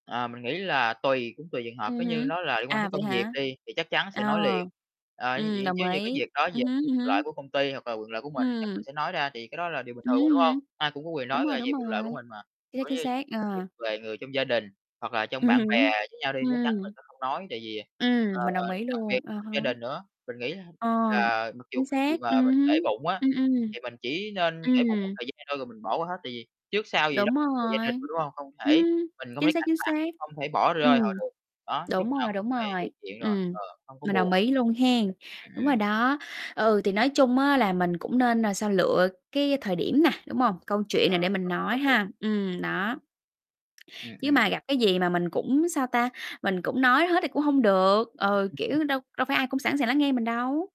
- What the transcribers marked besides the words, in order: tapping; distorted speech; laughing while speaking: "Ừm hứm"; other background noise
- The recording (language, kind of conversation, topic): Vietnamese, unstructured, Bạn thường làm gì để cảm thấy vui vẻ hơn khi buồn?